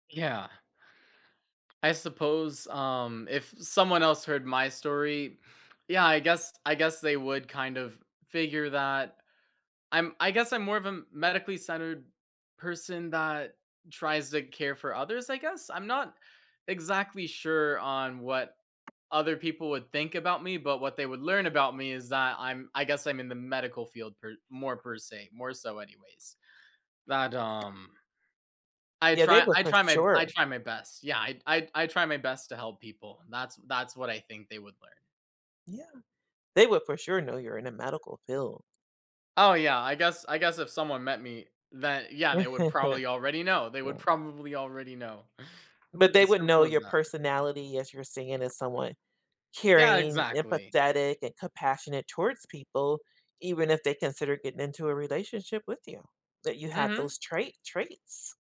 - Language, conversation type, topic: English, unstructured, What is a favorite memory that shows who you are?
- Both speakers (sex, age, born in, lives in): female, 55-59, United States, United States; male, 20-24, United States, United States
- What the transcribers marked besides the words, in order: tapping; chuckle; chuckle; other background noise